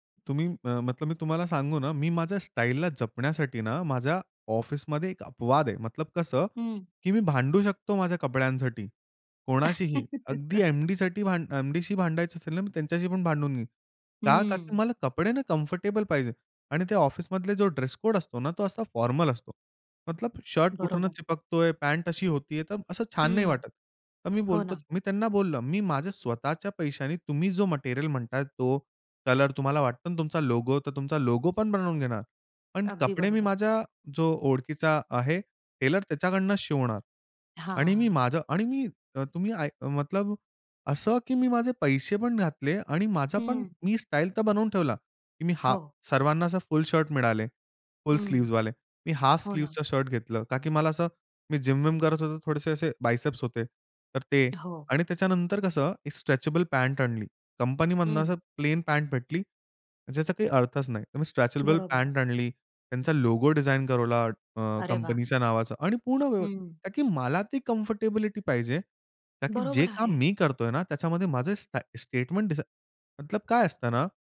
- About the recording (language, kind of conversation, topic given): Marathi, podcast, कामाच्या ठिकाणी व्यक्तिमत्व आणि साधेपणा दोन्ही टिकतील अशी शैली कशी ठेवावी?
- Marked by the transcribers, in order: other background noise; tapping; chuckle; in English: "कम्फर्टेबल"; in English: "ड्रेस कोड"; in English: "फॉर्मल"; in English: "लोगो"; in English: "लोगो"; in English: "फुल स्लीव्हजवाले"; in English: "हाल्फ स्लीव्हजचा"; in English: "जिम"; in English: "बायसेप्स"; in English: "स्ट्रेचेबल पँट"; in English: "स्ट्रेचेबल पँट"; in English: "कम्फर्टेबिलिटी"